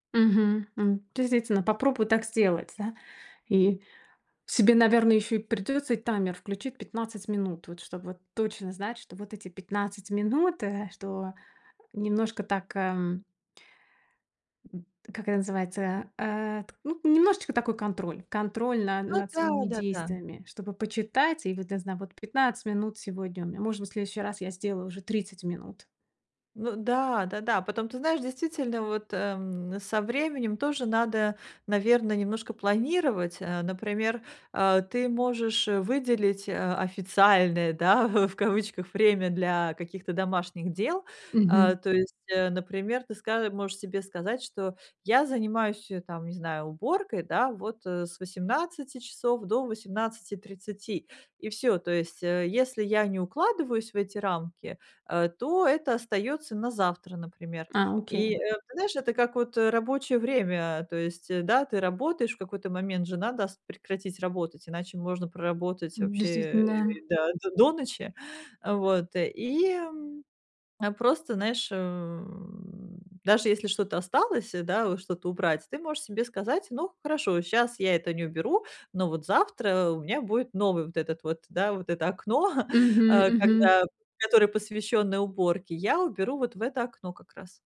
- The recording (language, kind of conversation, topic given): Russian, advice, Как организовать домашние дела, чтобы они не мешали отдыху и просмотру фильмов?
- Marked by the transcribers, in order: "действительно" said as "дейзительно"; chuckle; laughing while speaking: "в в"; tapping; chuckle